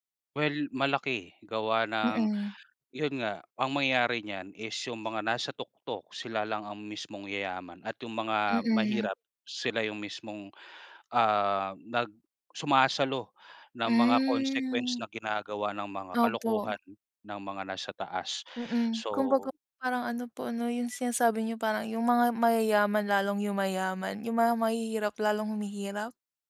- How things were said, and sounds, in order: tapping
- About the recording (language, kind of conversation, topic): Filipino, unstructured, Ano ang opinyon mo tungkol sa patas na pamamahagi ng yaman sa bansa?